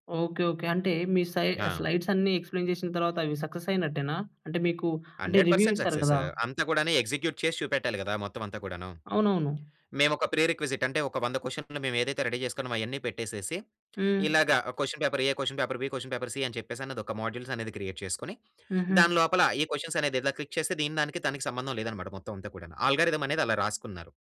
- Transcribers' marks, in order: in English: "స్లైడ్స్"; in English: "ఎక్స్‌ప్లేన్"; in English: "సక్సెస్"; in English: "హండ్రెడ్ పర్సెంట్"; in English: "రివ్యూ"; in English: "ఎగ్జిక్యూట్"; in English: "ప్రి-రిక్విజిట్"; in English: "క్వశ్చన్ పేపర్ ఏ క్వశ్చన్ పేపర్ బి క్వశ్చన్ పేపర్ సి"; in English: "మోడ్యుల్స్"; in English: "క్రియేట్"; in English: "క్వశ్చన్స్"; in English: "క్లిక్"
- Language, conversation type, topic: Telugu, podcast, మీకు అత్యంత నచ్చిన ప్రాజెక్ట్ గురించి వివరించగలరా?